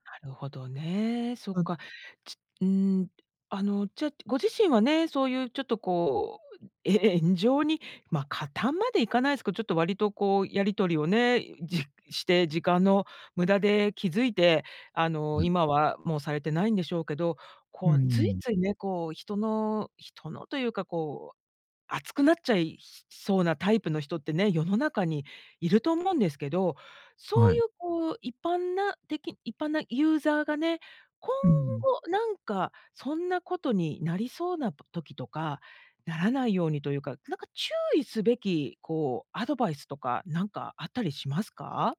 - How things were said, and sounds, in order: other background noise
- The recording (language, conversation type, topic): Japanese, podcast, SNSの炎上は、なぜここまで大きくなると思いますか？